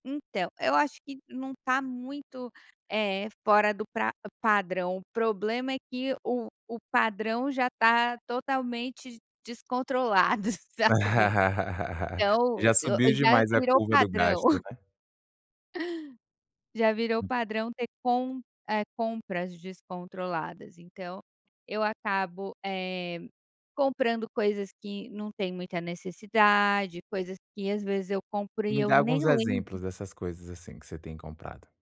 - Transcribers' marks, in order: laugh; laughing while speaking: "sabe"; chuckle; other background noise; tapping
- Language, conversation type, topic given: Portuguese, advice, Como posso diferenciar necessidades de desejos e controlar meus gastos quando minha renda aumenta?